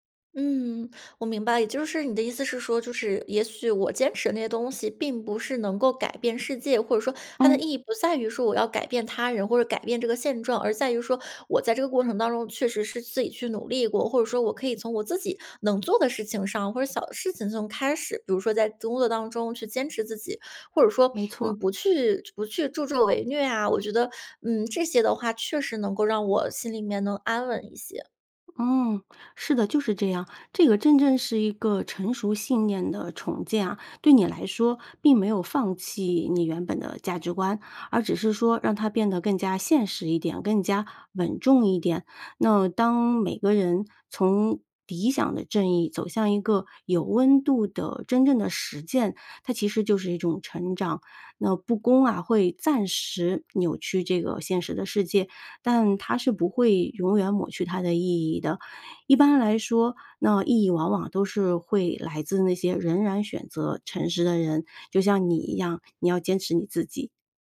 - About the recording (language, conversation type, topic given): Chinese, advice, 当你目睹不公之后，是如何开始怀疑自己的价值观与人生意义的？
- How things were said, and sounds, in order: tapping